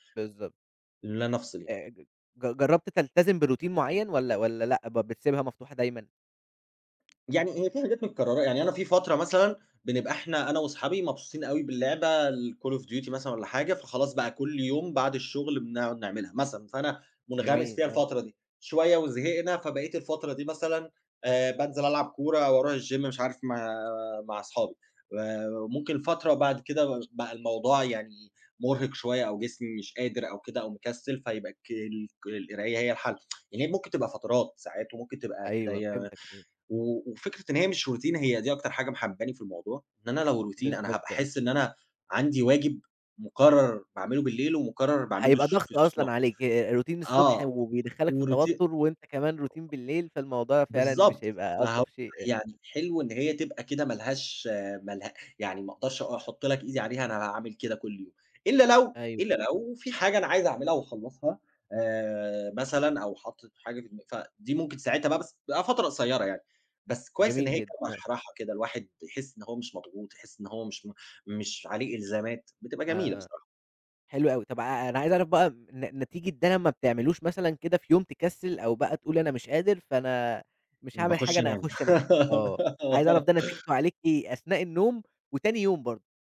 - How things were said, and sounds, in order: in English: "بroutine"; tapping; in English: "الgym"; tsk; in English: "routine"; in English: "routine"; in English: "routine"; unintelligible speech; in English: "routine"; in English: "وrouti"; other background noise; laugh
- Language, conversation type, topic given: Arabic, podcast, إزاي بتفرّغ توتر اليوم قبل ما تنام؟